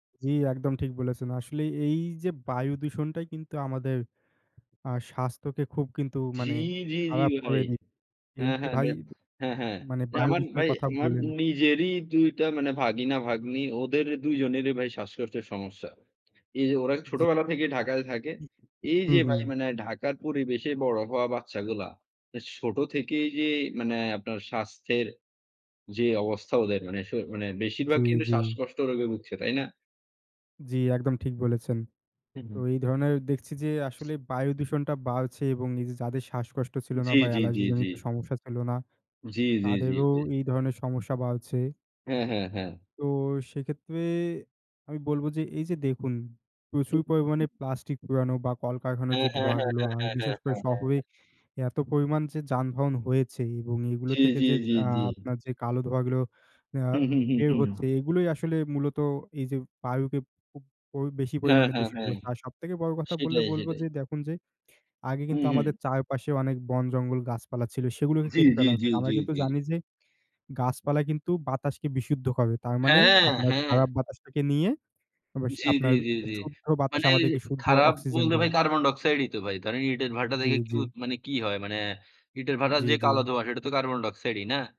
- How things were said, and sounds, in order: other background noise; "আমার" said as "আমান"; "বাড়ছে" said as "বালছে"; other noise; "ইটের" said as "ইডের"
- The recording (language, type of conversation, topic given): Bengali, unstructured, বায়ু দূষণ মানুষের স্বাস্থ্যের ওপর কীভাবে প্রভাব ফেলে?